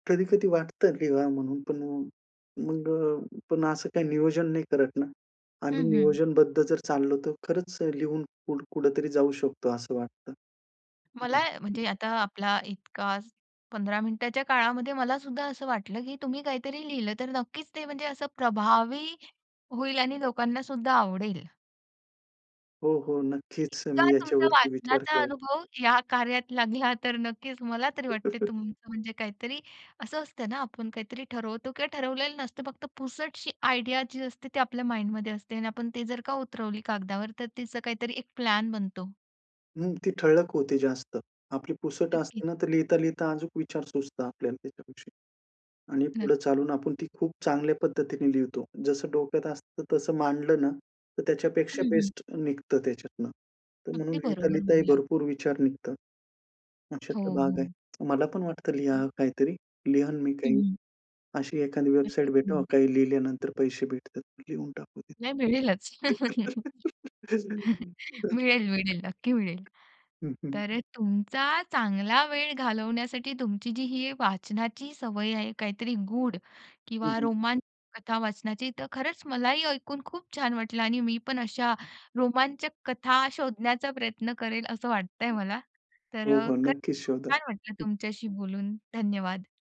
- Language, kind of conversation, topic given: Marathi, podcast, मोकळा वेळ अर्थपूर्णरीत्या घालवण्यासाठी तुमची कोणती सवय आहे?
- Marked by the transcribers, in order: other noise; tapping; other background noise; laughing while speaking: "या कार्यात लागला"; chuckle; in English: "आयडिया"; in English: "माइंडमध्ये"; in English: "प्लॅन"; chuckle; laughing while speaking: "मिळेल, मिळेल, नक्की मिळेल"; giggle